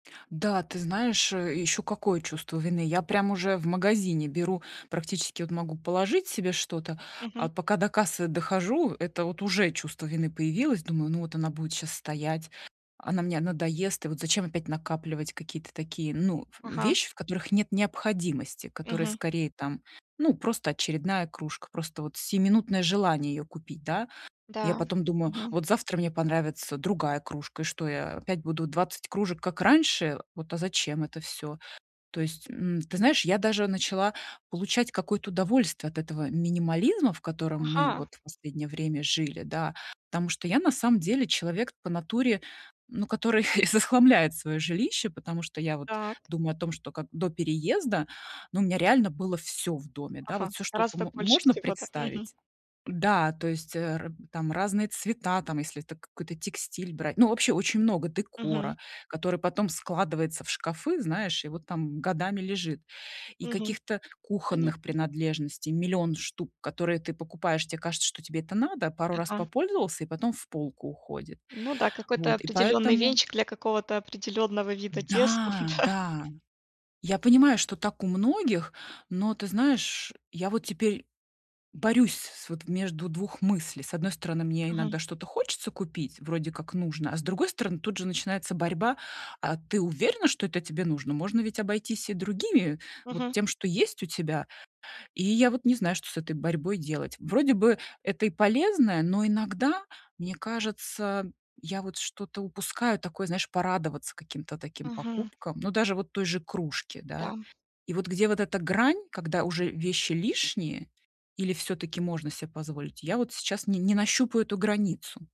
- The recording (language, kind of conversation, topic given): Russian, advice, Как найти баланс между финансовой дисциплиной и качеством жизни, чтобы не ощущать лишений?
- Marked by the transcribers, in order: other background noise; tapping; chuckle; laughing while speaking: "да"